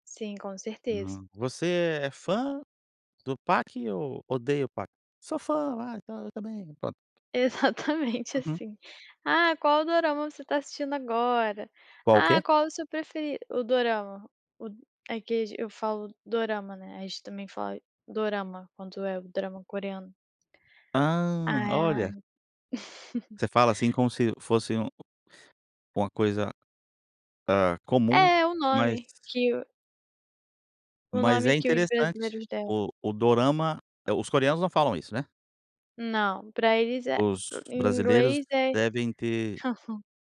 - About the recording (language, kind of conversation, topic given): Portuguese, podcast, Como você costuma fazer novos amigos?
- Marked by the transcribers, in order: tapping; other noise; laughing while speaking: "Exatamente"; giggle; other background noise; unintelligible speech